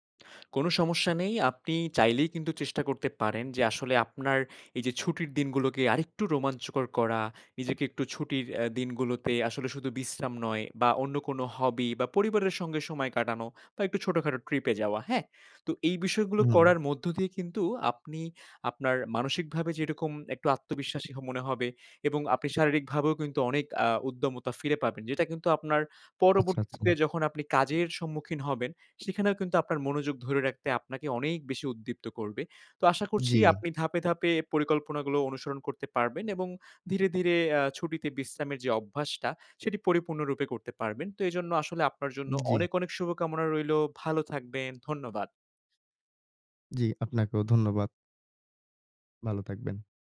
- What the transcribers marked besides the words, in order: tapping
- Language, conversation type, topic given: Bengali, advice, ছুটির দিনে আমি বিশ্রাম নিতে পারি না, সব সময় ব্যস্ত থাকি কেন?